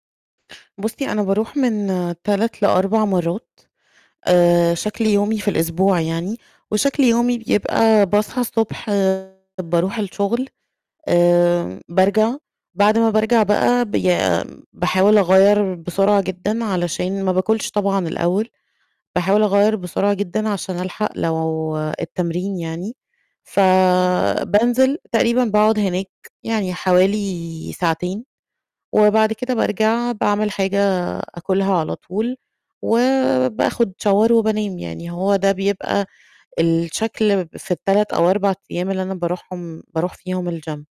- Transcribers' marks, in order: distorted speech; in English: "Shower"; in English: "الgym"
- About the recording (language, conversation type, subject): Arabic, advice, إزاي أرجّع الحافز للتمرين وأتغلّب على ملل روتين الرياضة؟